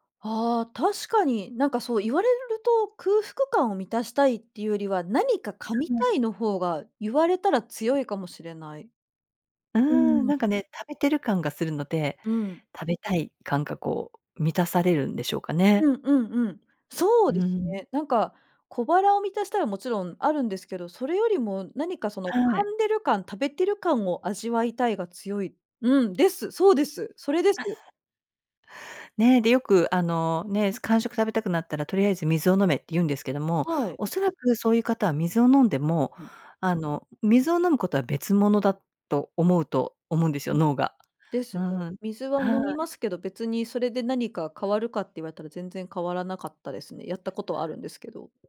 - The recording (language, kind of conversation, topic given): Japanese, advice, 食生活を改善したいのに、間食やジャンクフードをやめられないのはどうすればいいですか？
- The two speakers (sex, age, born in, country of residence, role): female, 40-44, Japan, Japan, user; female, 55-59, Japan, United States, advisor
- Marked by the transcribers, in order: chuckle